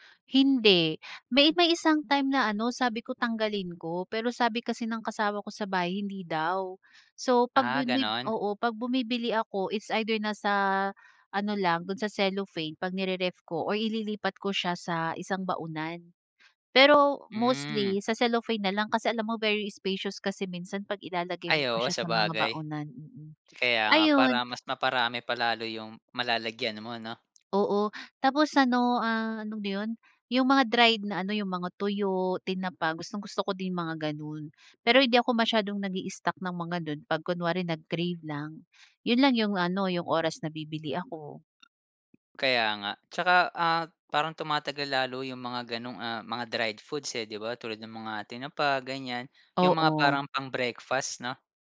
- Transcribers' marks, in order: in English: "it's either"; other background noise; tapping
- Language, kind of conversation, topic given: Filipino, podcast, Ano-anong masusustansiyang pagkain ang madalas mong nakaimbak sa bahay?